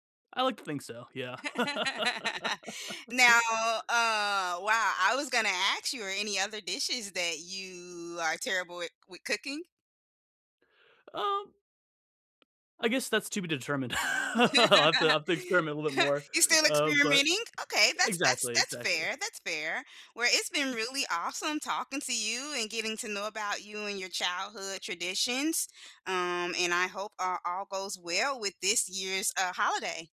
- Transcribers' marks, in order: laugh; drawn out: "you"; laugh
- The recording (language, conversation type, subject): English, unstructured, Which family or community traditions shaped your childhood, and how do you keep them alive now?
- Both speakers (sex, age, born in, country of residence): female, 45-49, United States, United States; male, 30-34, United States, United States